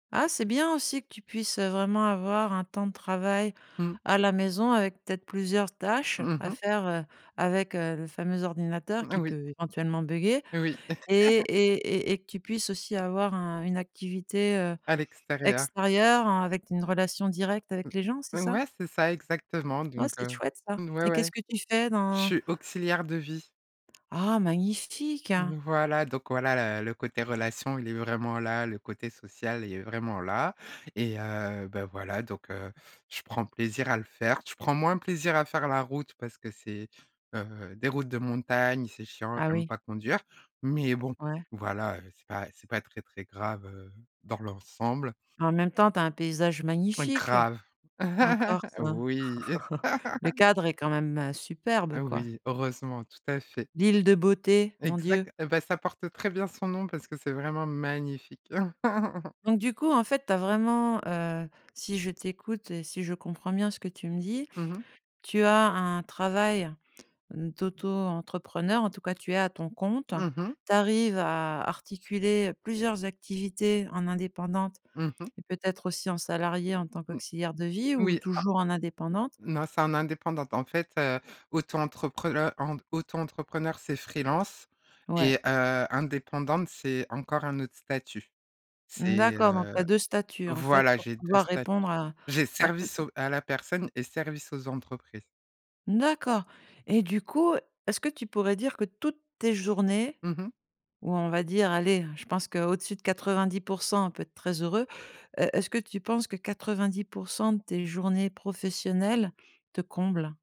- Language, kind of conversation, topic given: French, podcast, À quoi ressemble, pour toi, une journée de travail épanouissante ?
- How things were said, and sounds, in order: tapping; laugh; other background noise; laugh; chuckle; laugh; laugh